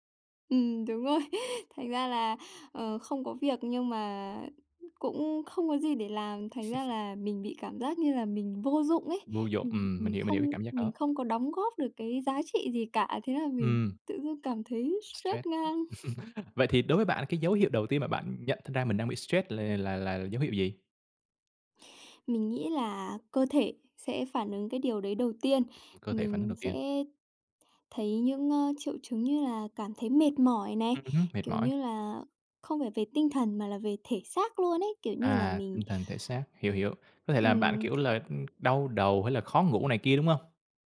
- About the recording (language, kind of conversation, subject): Vietnamese, podcast, Bạn thường xử lý căng thẳng trong ngày như thế nào?
- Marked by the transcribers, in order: laughing while speaking: "rồi"; other noise; chuckle; tapping; chuckle